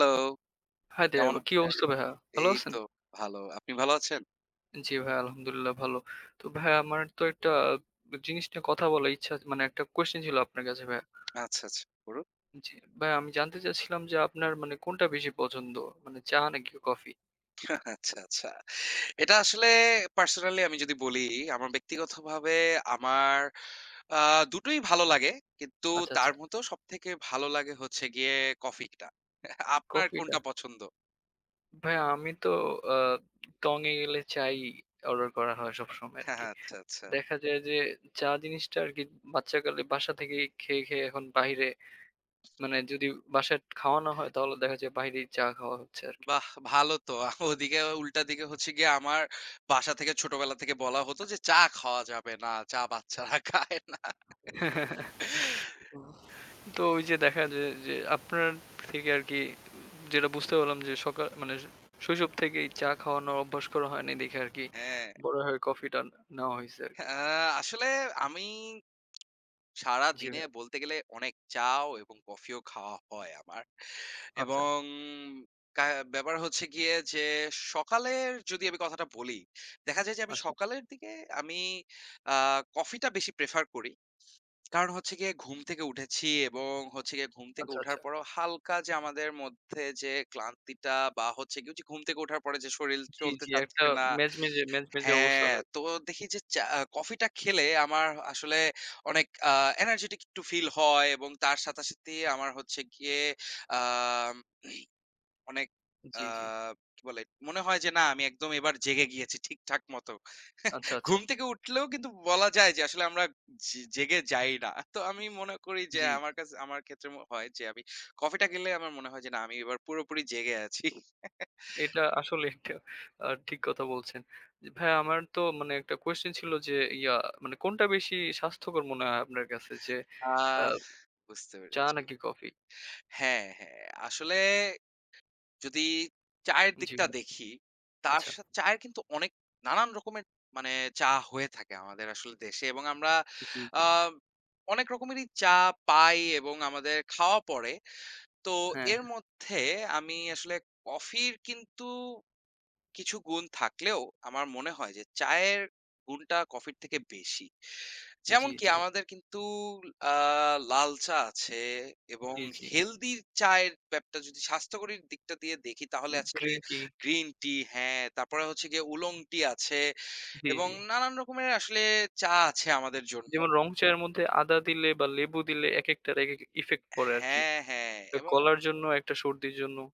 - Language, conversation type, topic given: Bengali, unstructured, চা আর কফির মধ্যে আপনার প্রথম পছন্দ কোনটি?
- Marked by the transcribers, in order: other background noise; tapping; chuckle; chuckle; chuckle; laughing while speaking: "বাচ্চারা খায় না"; chuckle; in English: "এনার্জিটিক"; throat clearing; chuckle; chuckle